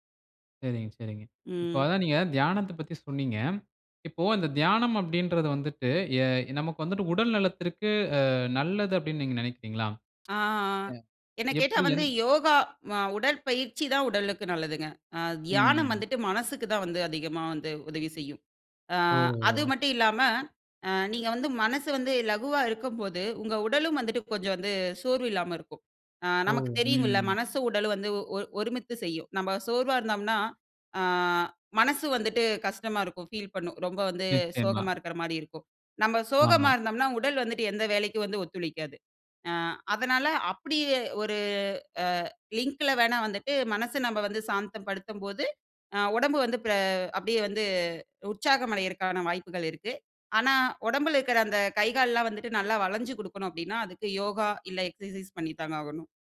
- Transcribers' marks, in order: drawn out: "ஆ"; tsk; in English: "ஃபீல்"; in English: "எக்சர்சைஸ்"
- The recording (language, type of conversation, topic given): Tamil, podcast, தியானத்துக்கு நேரம் இல்லையெனில் என்ன செய்ய வேண்டும்?